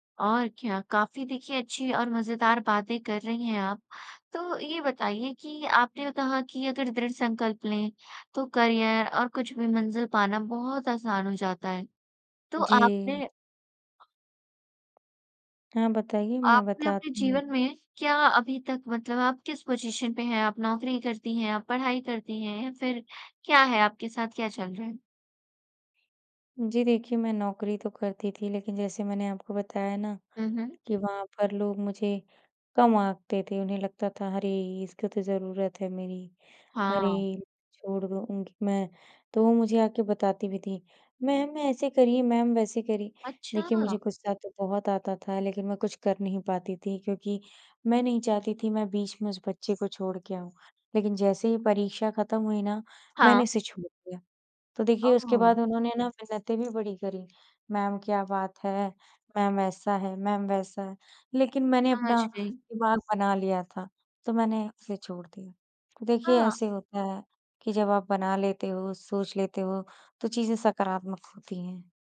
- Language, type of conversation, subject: Hindi, podcast, सुबह उठने के बाद आप सबसे पहले क्या करते हैं?
- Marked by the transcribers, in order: in English: "पॉज़िशन"; in English: "मैम"; in English: "मैम"; in English: "मैम"; in English: "मैम"; in English: "मैम"